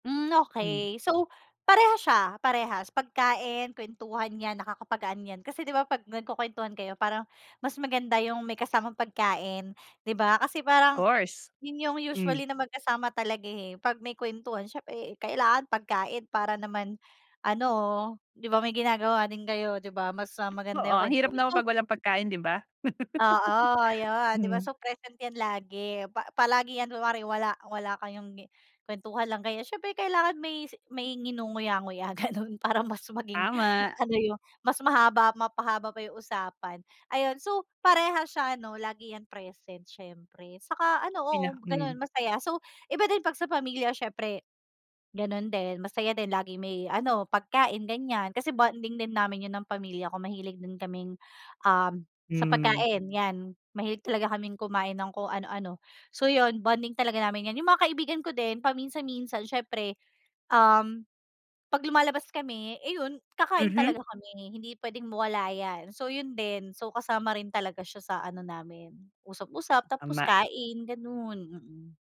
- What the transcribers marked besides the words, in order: other background noise; tapping; laugh; laughing while speaking: "gano'n"
- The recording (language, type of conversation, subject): Filipino, podcast, Paano ka tinutulungan ng pamilya o mga kaibigan mo na makapagpahinga?